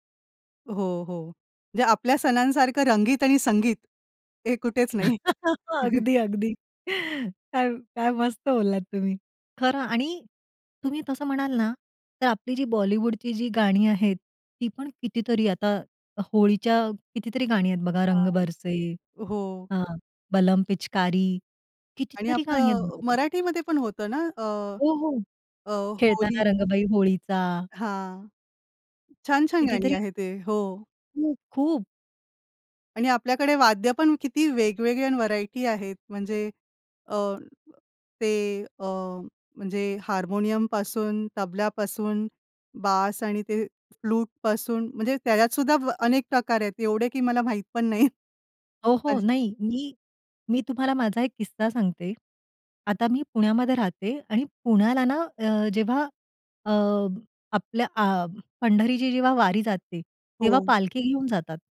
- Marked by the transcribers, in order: laughing while speaking: "हे कुठेच नाही"; chuckle; laughing while speaking: "अगदी, अगदी"; chuckle; other noise; tapping; laughing while speaking: "नाहीत"
- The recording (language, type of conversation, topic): Marathi, podcast, सण-उत्सवांमुळे तुमच्या घरात कोणते संगीत परंपरेने टिकून राहिले आहे?